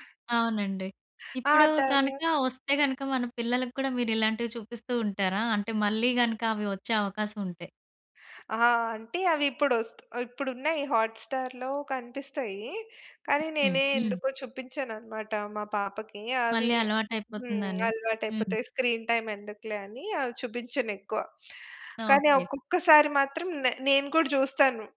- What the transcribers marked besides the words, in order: in English: "హాట్‌స్టార్‌లో"; in English: "స్క్రీన్ టైమ్"; other background noise
- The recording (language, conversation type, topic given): Telugu, podcast, చిన్నప్పుడు నీకు ఇష్టమైన కార్టూన్ ఏది?